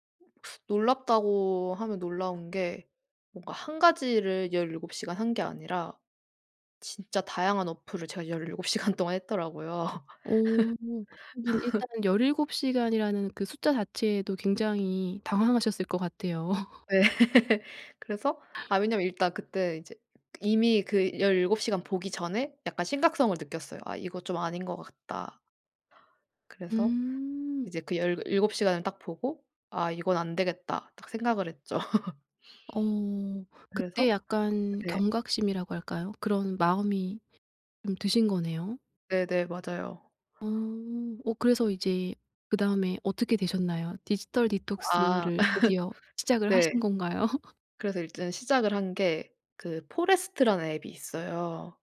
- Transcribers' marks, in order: other background noise; teeth sucking; laughing while speaking: "열일곱 시간"; laugh; laugh; laugh; laugh; tapping; laugh
- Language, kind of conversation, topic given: Korean, podcast, 디지털 디톡스는 어떻게 시작하나요?